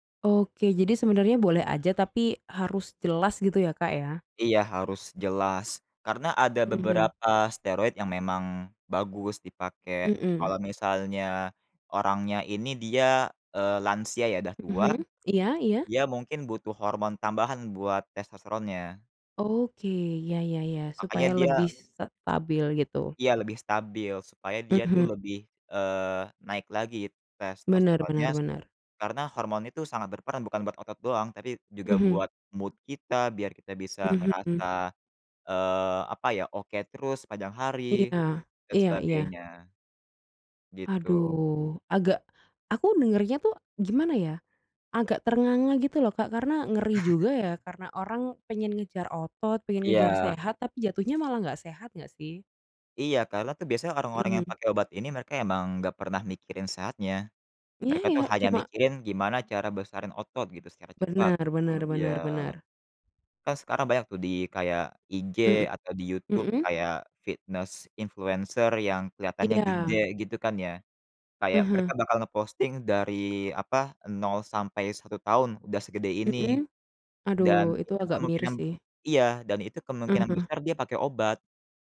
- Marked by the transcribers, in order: other background noise; in English: "mood"; laugh; in English: "nge-posting"
- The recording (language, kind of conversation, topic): Indonesian, unstructured, Bagaimana pendapatmu tentang penggunaan obat peningkat performa dalam olahraga?